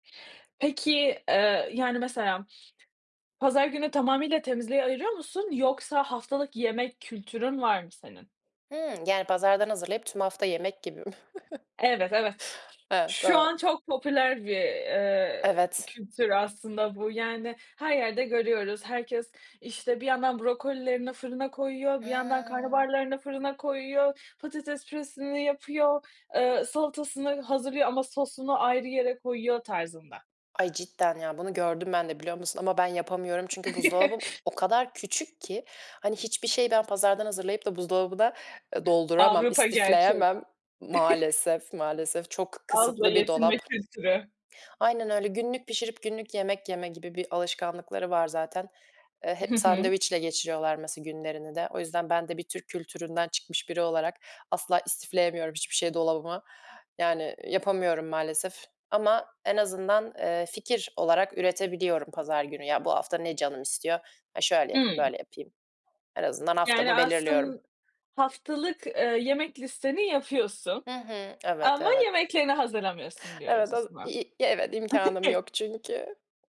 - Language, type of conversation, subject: Turkish, podcast, Hafta sonlarını evde nasıl geçirirsin?
- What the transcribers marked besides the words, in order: other background noise; chuckle; drawn out: "Hıı"; chuckle; chuckle; tapping; sad: "imkânım yok çünkü"; chuckle